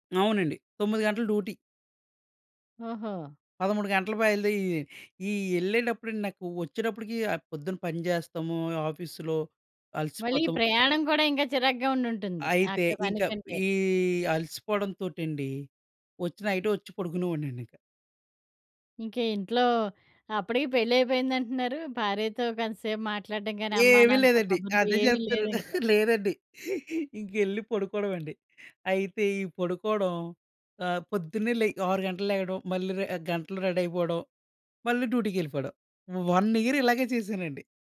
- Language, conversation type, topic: Telugu, podcast, వృత్తి–వ్యక్తిగత జీవన సమతుల్యానికి మీరు పెట్టుకున్న నియమాలు ఏమిటి?
- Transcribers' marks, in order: in English: "డ్యూటీ"; drawn out: "ఈ"; laughing while speaking: "ఏవీ లేదండి. అదే చెప్తున్నాను. లేదండి. ఇంకెళ్ళి"; in English: "రెడీ"; in English: "డ్యూటీకెళ్ళిపోడం. వన్ ఇయర్"